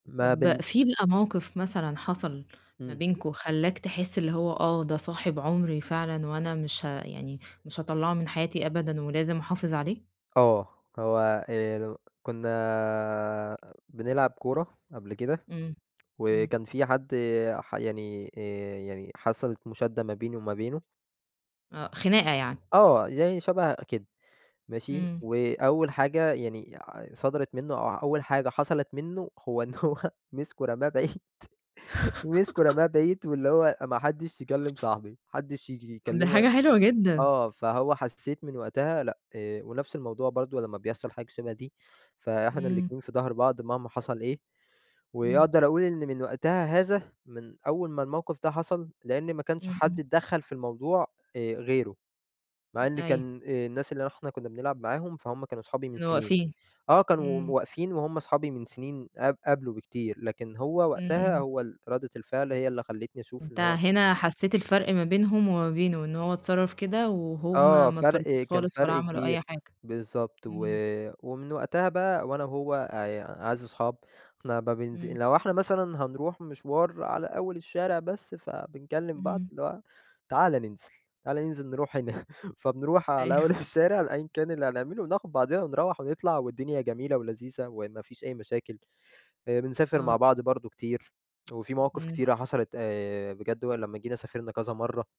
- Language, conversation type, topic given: Arabic, podcast, إيه هي أحلى لحظة مميزة قضيتها مع صاحبك؟
- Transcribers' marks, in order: laughing while speaking: "إن هو"; laughing while speaking: "بعيد"; laugh; unintelligible speech; chuckle; laughing while speaking: "أول الشارع"; chuckle; tsk